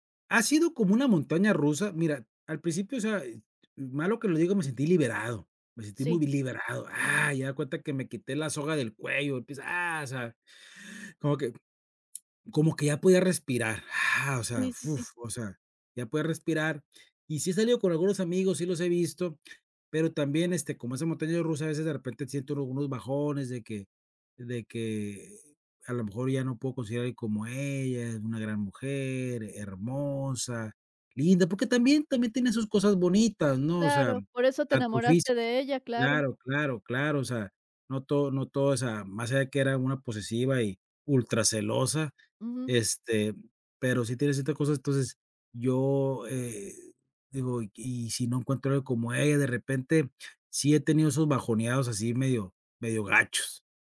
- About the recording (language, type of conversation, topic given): Spanish, advice, ¿Cómo ha afectado la ruptura sentimental a tu autoestima?
- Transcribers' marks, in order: exhale